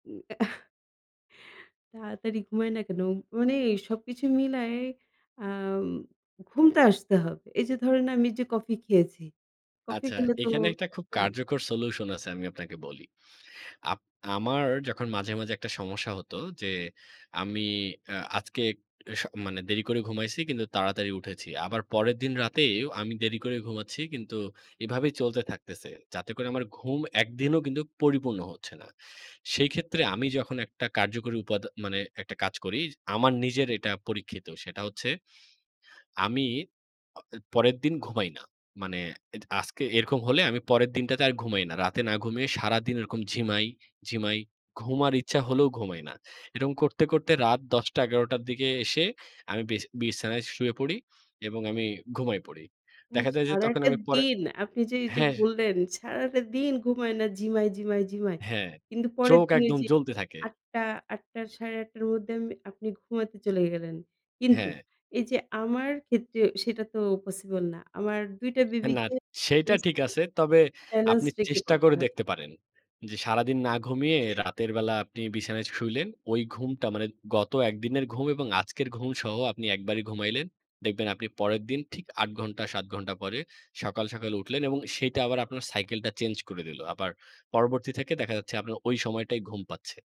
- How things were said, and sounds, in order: chuckle; "এরকম" said as "এরম"; tapping; in English: "breast feeding"; unintelligible speech; other background noise
- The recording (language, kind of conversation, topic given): Bengali, unstructured, সকালে তাড়াতাড়ি ঘুম থেকে ওঠা আর রাতে দেরি করে ঘুমানো—আপনি কোনটি বেশি পছন্দ করেন?